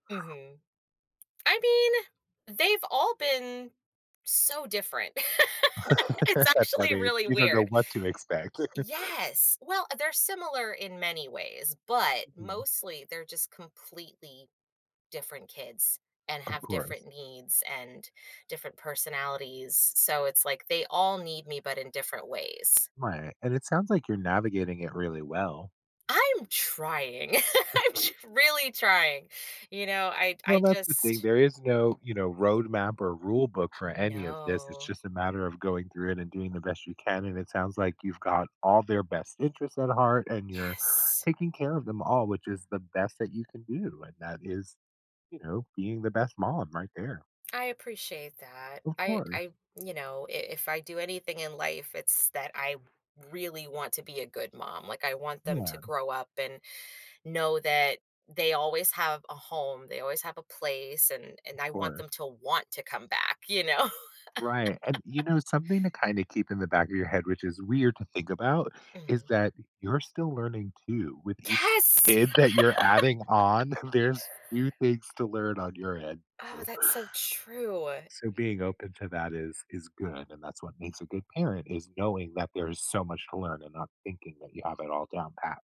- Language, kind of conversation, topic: English, advice, How can I manage feeling overwhelmed by daily responsibilities?
- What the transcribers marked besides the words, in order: laugh; laughing while speaking: "It's actually"; laugh; laugh; other background noise; laugh; laughing while speaking: "I'm tr"; laugh; tapping; drawn out: "No"; laughing while speaking: "know?"; laugh; laugh; laughing while speaking: "there's"; stressed: "so"